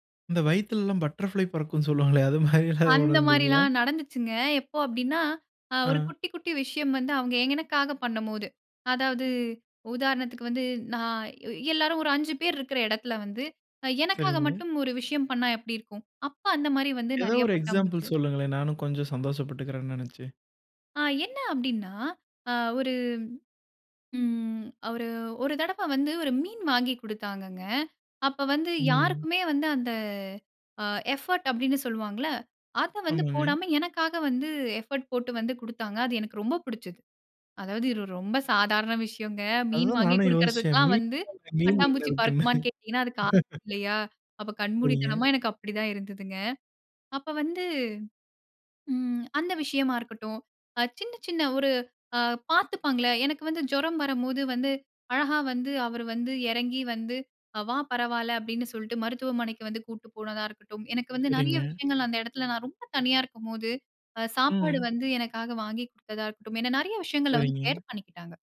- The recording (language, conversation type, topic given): Tamil, podcast, நீங்கள் அவரை முதலில் எப்படி சந்தித்தீர்கள்?
- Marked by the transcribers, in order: laughing while speaking: "சொல்லுவாங்களே! அது மாரிலாம் உணர்ந்தீங்களா?"; in English: "எக்ஸாம்பிள்"; in English: "எஃபர்ட்"; laughing while speaking: "மீன் மீன் என்ன இருக்குன்னு?"; unintelligible speech; unintelligible speech